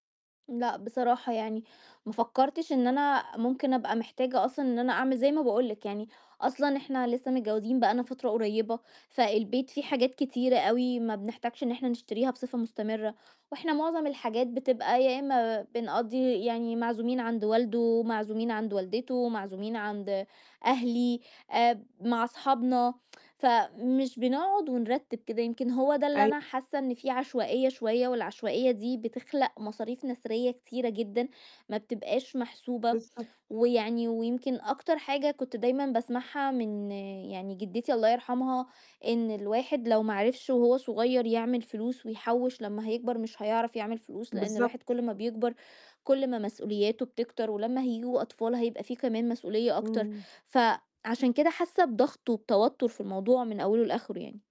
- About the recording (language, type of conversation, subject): Arabic, advice, إزاي أتناقش مع شريكي عن حدود الصرف وتقسيم المسؤوليات المالية؟
- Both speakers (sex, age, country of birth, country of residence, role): female, 20-24, Egypt, Egypt, advisor; female, 30-34, Egypt, Egypt, user
- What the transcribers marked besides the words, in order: tsk